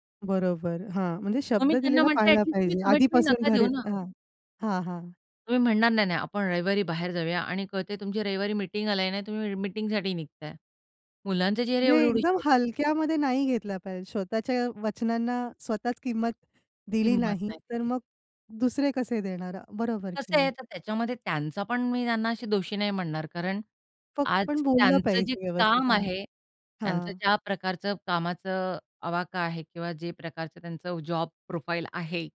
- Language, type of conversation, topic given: Marathi, podcast, वचन दिल्यावर ते पाळण्याबाबत तुमचा दृष्टिकोन काय आहे?
- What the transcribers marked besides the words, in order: in English: "कमिटमेंट"; other background noise; in English: "प्रोफाइल"